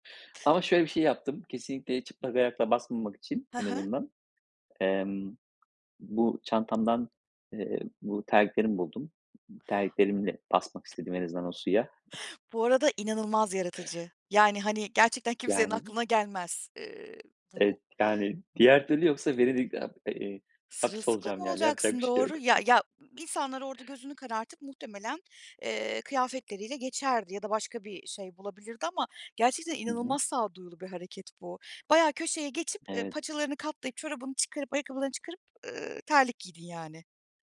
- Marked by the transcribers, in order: other background noise; tapping; scoff; scoff
- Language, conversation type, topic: Turkish, podcast, Seyahatte başına gelen en komik aksilik neydi, anlatır mısın?